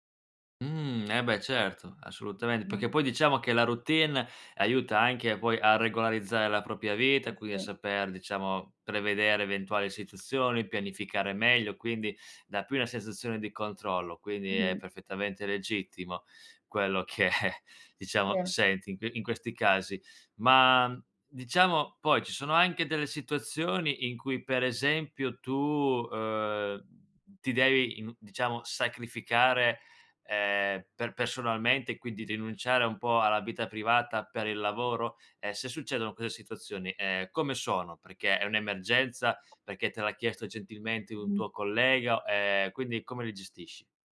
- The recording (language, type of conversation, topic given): Italian, podcast, Com'è per te l'equilibrio tra vita privata e lavoro?
- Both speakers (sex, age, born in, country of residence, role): female, 25-29, Italy, Italy, guest; male, 25-29, Italy, Italy, host
- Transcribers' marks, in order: other background noise; "quindi" said as "quini"; laughing while speaking: "che"; "queste" said as "quese"